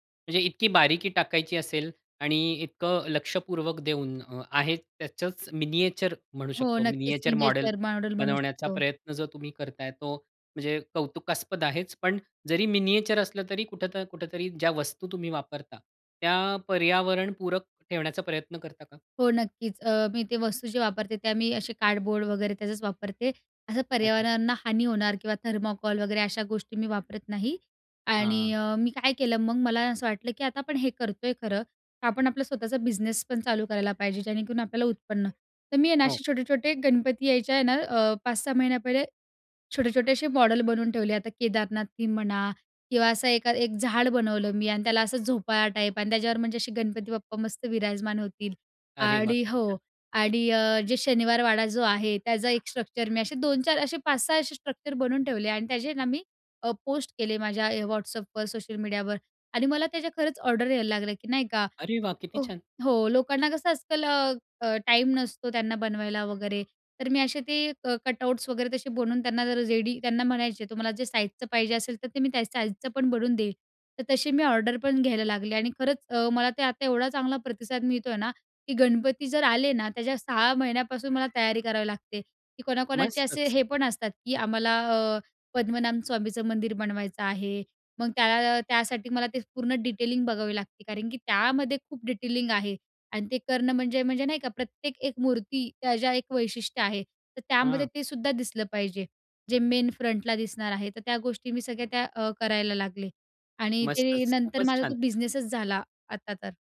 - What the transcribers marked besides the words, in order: in English: "मिनिएचर"; in English: "मिनिएचर मॉडेल"; in English: "मिनिएचर मॉडेल"; in English: "मिनिएचर"; in English: "कार्डबोर्ड"; "पर्यावरणाला" said as "पर्यावरांणा"; in English: "थीम"; in English: "स्ट्रक्चर"; in English: "स्ट्रक्चर"; in English: "कटआउट्स"; in English: "डिटेलिंग"; in English: "डिटेलिंग"; in English: "मेन फ्रंटला"; tapping
- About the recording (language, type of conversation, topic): Marathi, podcast, या छंदामुळे तुमच्या आयुष्यात कोणते बदल झाले?